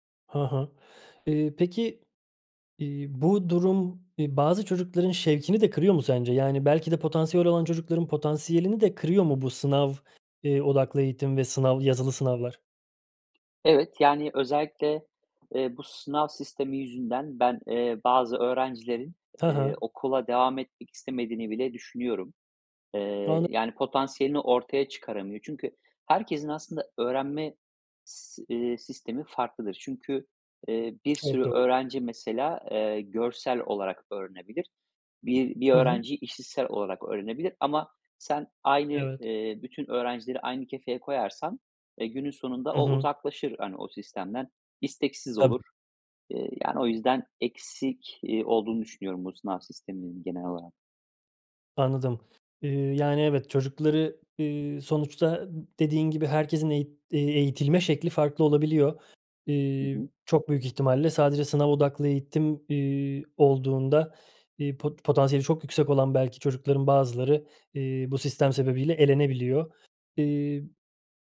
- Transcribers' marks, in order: other background noise; tapping
- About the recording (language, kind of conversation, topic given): Turkish, podcast, Sınav odaklı eğitim hakkında ne düşünüyorsun?